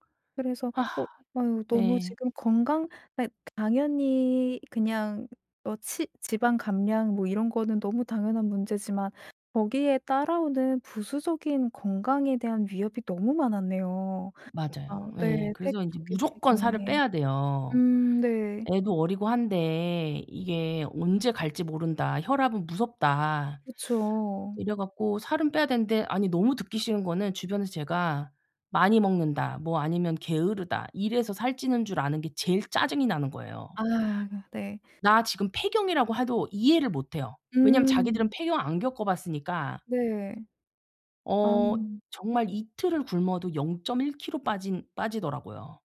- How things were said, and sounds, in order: other background noise; tapping
- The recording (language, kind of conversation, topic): Korean, advice, 장기간 목표를 향해 꾸준히 동기를 유지하려면 어떻게 해야 하나요?